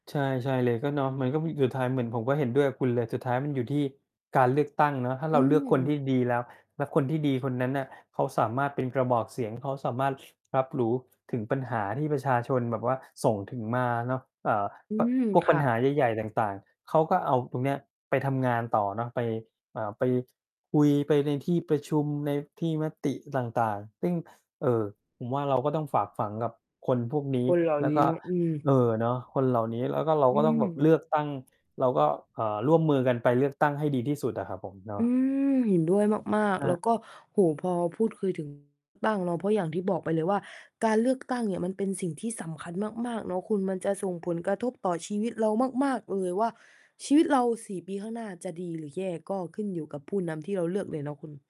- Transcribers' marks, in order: other noise; distorted speech; static
- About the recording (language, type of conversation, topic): Thai, unstructured, การเลือกตั้งมีความสำคัญต่อชีวิตของเราอย่างไรบ้าง?